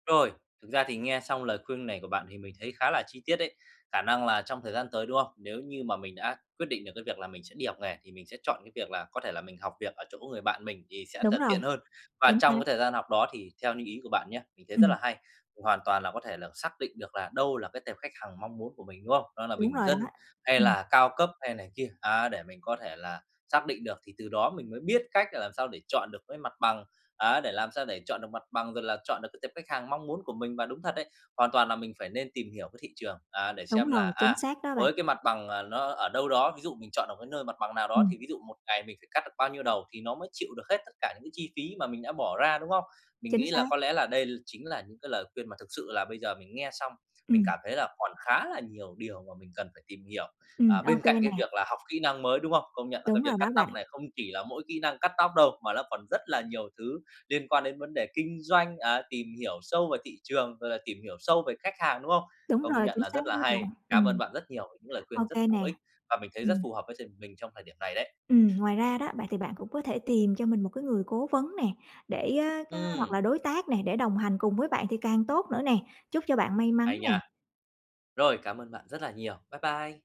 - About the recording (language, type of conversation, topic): Vietnamese, advice, Nên bắt đầu học kỹ năng mới từ đâu để chuyển nghề?
- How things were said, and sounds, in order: tapping; other background noise